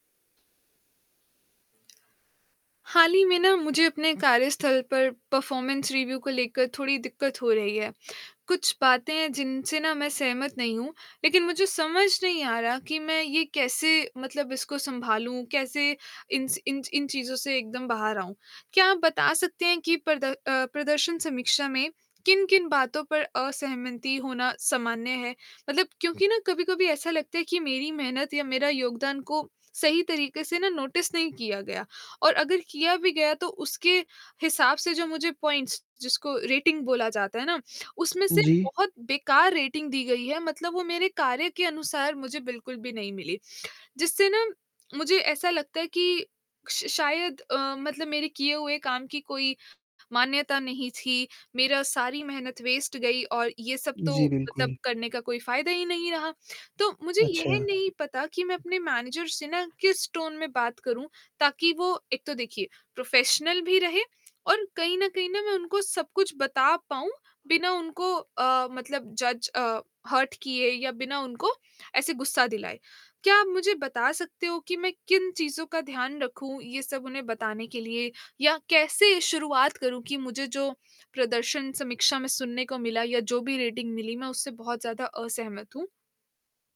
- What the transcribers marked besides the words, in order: static; in English: "परफॉर्मेंस रिव्यू"; distorted speech; in English: "नोटिस"; in English: "पॉइंट्स"; in English: "रेटिंग"; in English: "रेटिंग"; in English: "वेस्ट"; in English: "टोन"; in English: "प्रोफेशनल"; in English: "जज़"; in English: "हर्ट"; in English: "रेटिंग"
- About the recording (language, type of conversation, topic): Hindi, advice, आप अपनी प्रदर्शन समीक्षा के किन बिंदुओं से असहमत हैं?